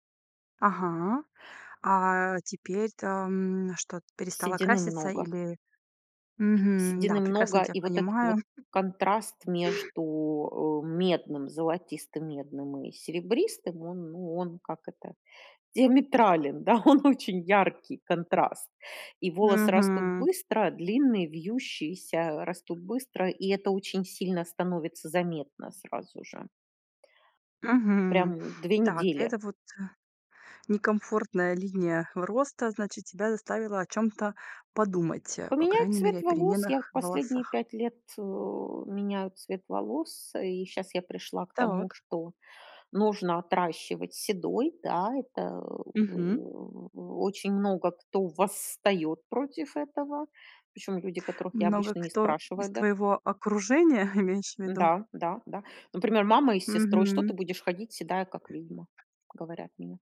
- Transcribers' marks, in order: tapping; laughing while speaking: "он очень"; stressed: "восстает"; chuckle; other background noise
- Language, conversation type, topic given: Russian, podcast, Что обычно вдохновляет вас на смену внешности и обновление гардероба?